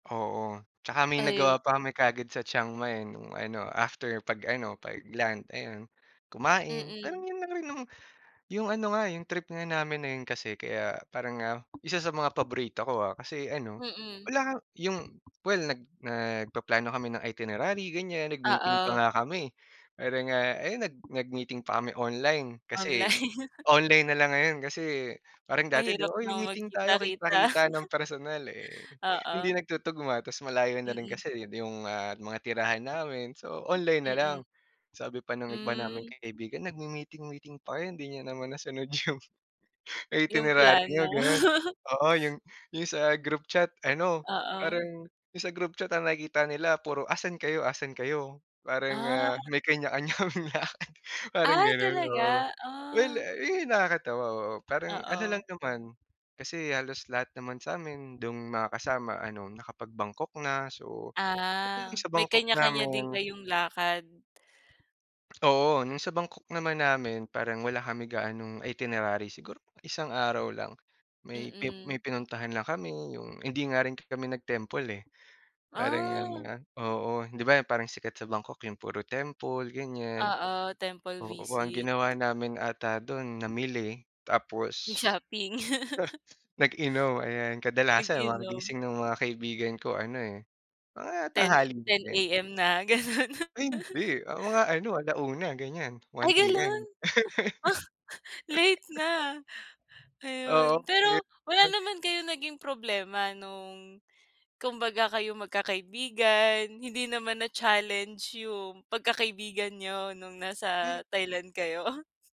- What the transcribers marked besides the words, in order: other background noise; chuckle; chuckle; chuckle; laughing while speaking: "kaming lakad"; chuckle; chuckle; chuckle; unintelligible speech; chuckle
- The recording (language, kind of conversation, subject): Filipino, podcast, Ano ang paborito mong alaala sa paglalakbay?